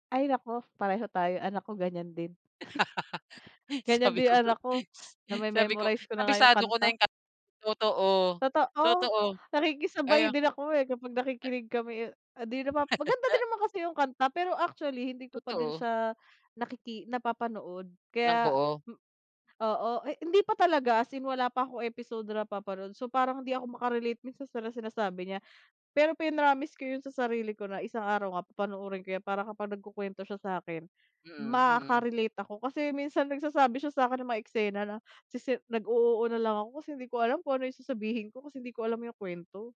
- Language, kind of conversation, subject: Filipino, unstructured, Anong libangan ang pinakagusto mong gawin kapag may libre kang oras?
- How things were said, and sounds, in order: laugh; chuckle; chuckle